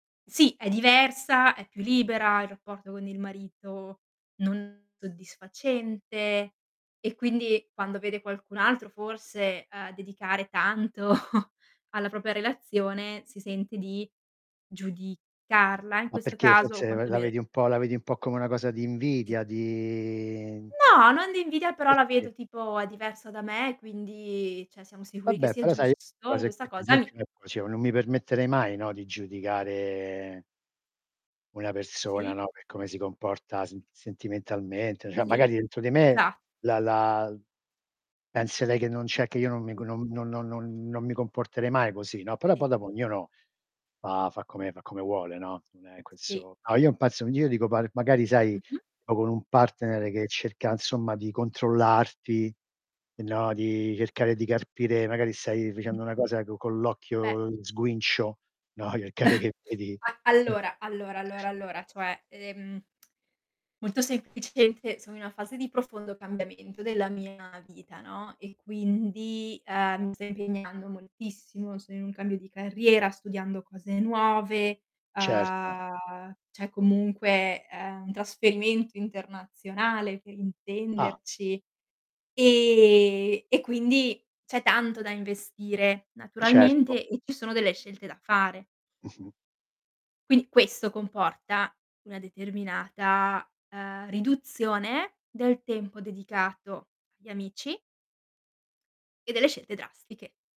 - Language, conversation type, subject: Italian, unstructured, Come reagisci se il tuo partner non rispetta i tuoi limiti?
- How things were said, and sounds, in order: distorted speech; chuckle; "propria" said as "propa"; static; "cioè" said as "ceh"; unintelligible speech; "cioè" said as "ceh"; tapping; "cioè" said as "ceh"; "di" said as "de"; "cioè" said as "ceh"; other background noise; unintelligible speech; "questo" said as "quesso"; "non" said as "on"; "insomma" said as "nsomma"; "dicendo" said as "vicendo"; laughing while speaking: "gli occhiate che vedi"; chuckle; lip smack; "una" said as "na"; mechanical hum; "cioè" said as "ceh"